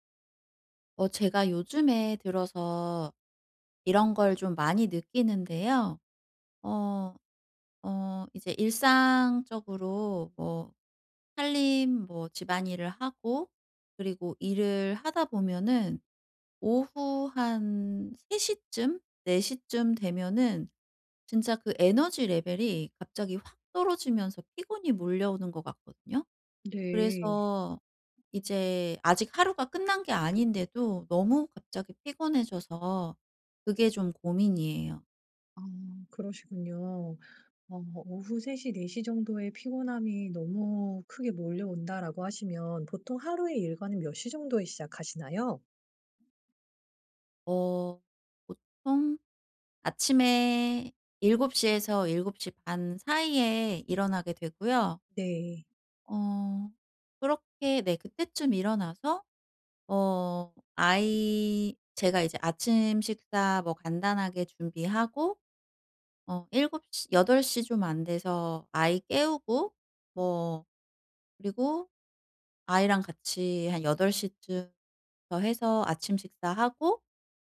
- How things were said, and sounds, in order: none
- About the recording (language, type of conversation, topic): Korean, advice, 오후에 갑자기 에너지가 떨어질 때 낮잠이 도움이 될까요?